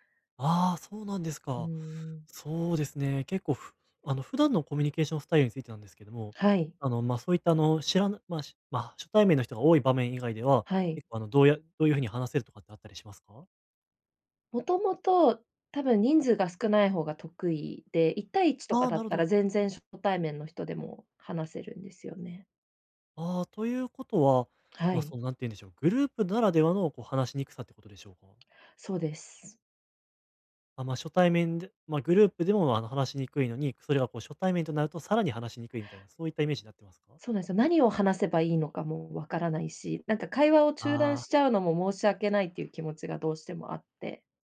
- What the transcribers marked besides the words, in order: none
- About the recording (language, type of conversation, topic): Japanese, advice, グループの集まりで、どうすれば自然に会話に入れますか？